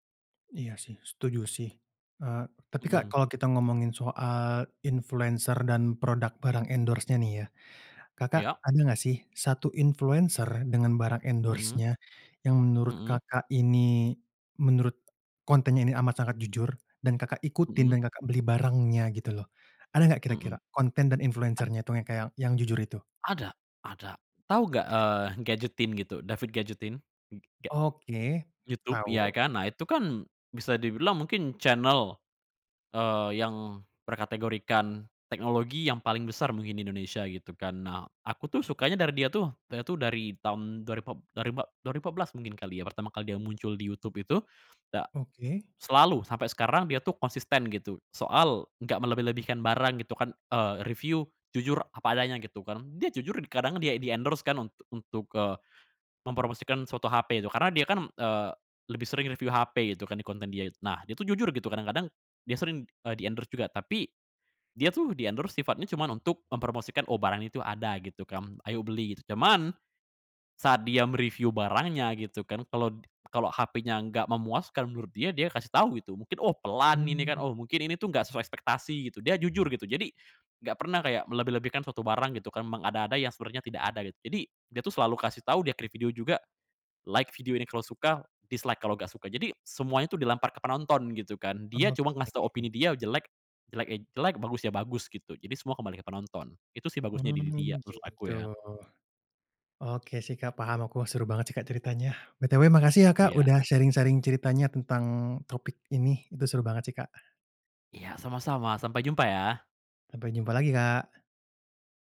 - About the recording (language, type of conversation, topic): Indonesian, podcast, Apa yang membuat konten influencer terasa asli atau palsu?
- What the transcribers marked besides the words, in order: in English: "endorse-nya"; in English: "endorse-nya"; other background noise; "ribu" said as "ri"; in English: "di-endorse"; in English: "di-endorse"; in English: "di-endorse"; in English: "Like"; in English: "dislike"; in English: "sharing-sharing"